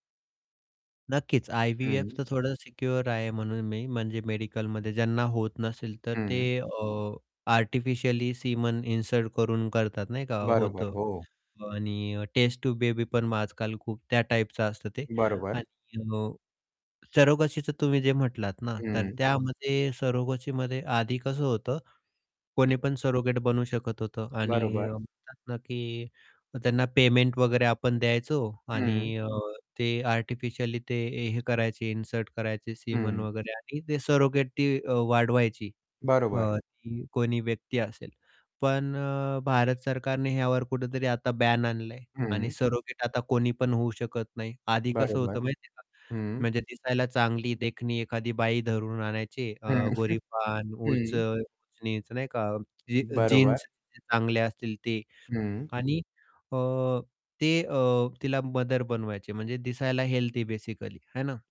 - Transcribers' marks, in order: static; in English: "सिक्युअर"; other background noise; distorted speech; chuckle; unintelligible speech; in English: "बेसिकली"
- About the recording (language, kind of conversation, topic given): Marathi, podcast, तुमच्या मते बाळ होण्याचा निर्णय कसा आणि कधी घ्यायला हवा?